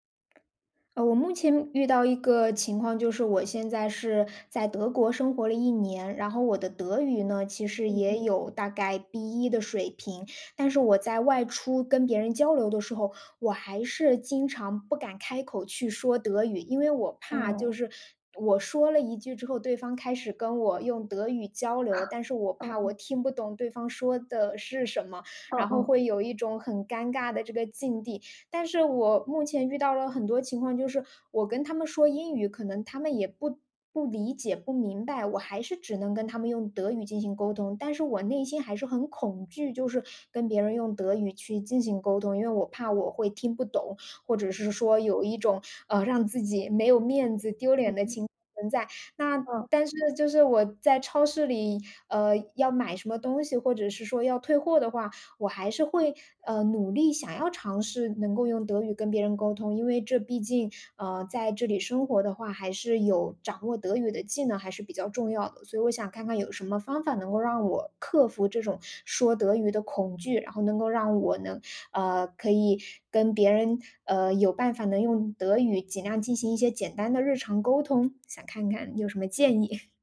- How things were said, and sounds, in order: tapping; chuckle; other background noise; chuckle
- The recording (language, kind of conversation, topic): Chinese, advice, 语言障碍让我不敢开口交流